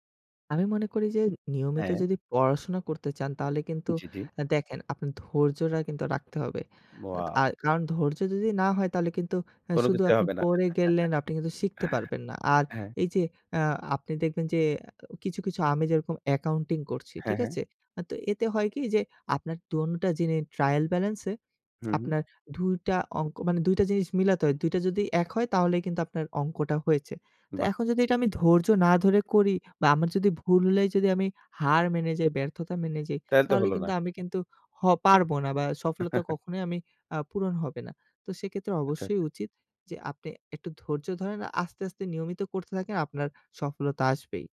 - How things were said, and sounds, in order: chuckle; tsk; chuckle
- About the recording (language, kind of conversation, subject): Bengali, podcast, নিয়মিত শৃঙ্খলা বজায় রাখতে আপনি কী কী পরামর্শ দেবেন?